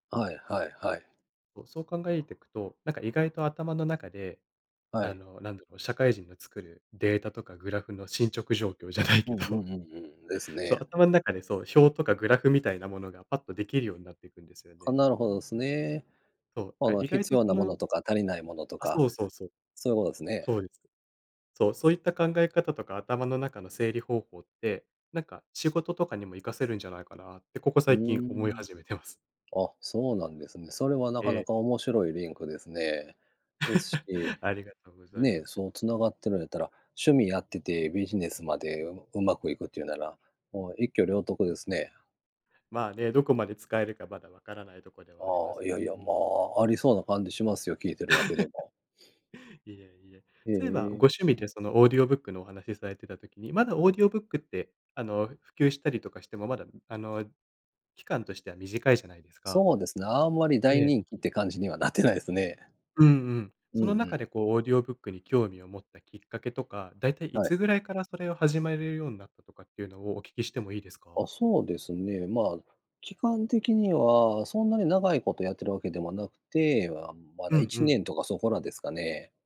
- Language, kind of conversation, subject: Japanese, unstructured, 最近ハマっていることはありますか？
- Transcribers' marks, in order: laughing while speaking: "じゃないけど"; chuckle; laugh; sniff; in English: "オーディオブック"; in English: "オーディオブック"; laughing while speaking: "なってないですね"; in English: "オーディオブック"